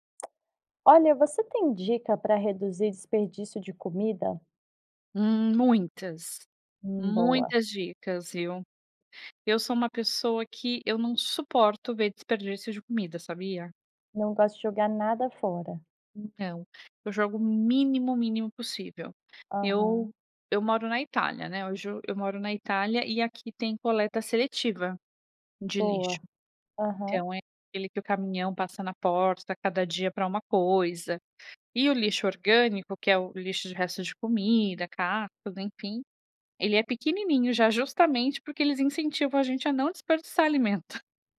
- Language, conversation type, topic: Portuguese, podcast, Que dicas você dá para reduzir o desperdício de comida?
- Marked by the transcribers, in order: other background noise